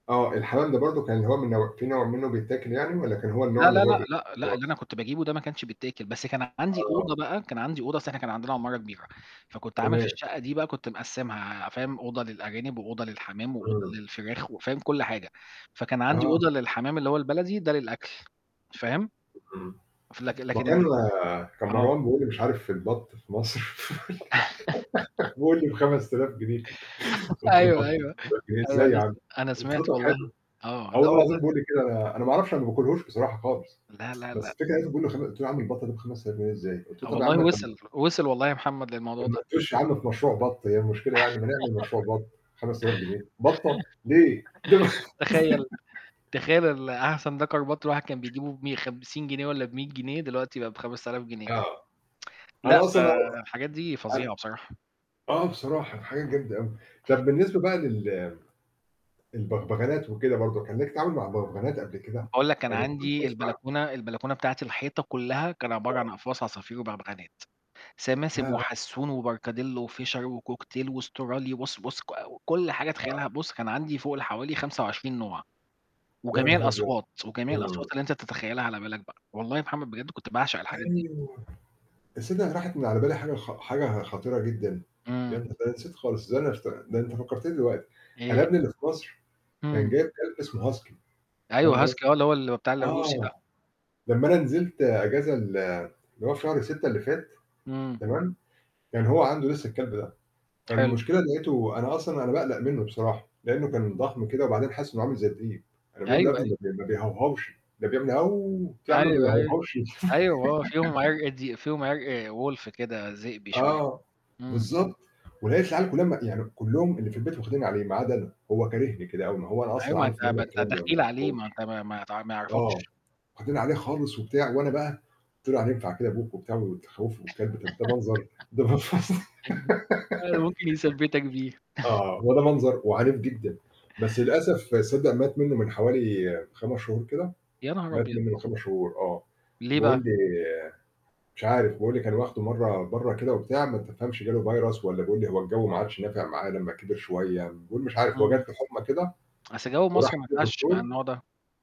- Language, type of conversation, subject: Arabic, unstructured, هل إنت شايف إن تربية الحيوانات الأليفة بتساعد الواحد يتعلم المسؤولية؟
- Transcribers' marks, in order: static; unintelligible speech; laugh; chuckle; chuckle; laughing while speaking: "أيوه، أيوه، أيوه"; tsk; unintelligible speech; chuckle; chuckle; laugh; tapping; tsk; unintelligible speech; in German: "وFischer"; in English: "وCockatiel"; other noise; laugh; in English: "Wolf"; chuckle; laughing while speaking: "أيوه، ممكن يثبِّتك بيها"; laughing while speaking: "منظ"; laugh; chuckle; tsk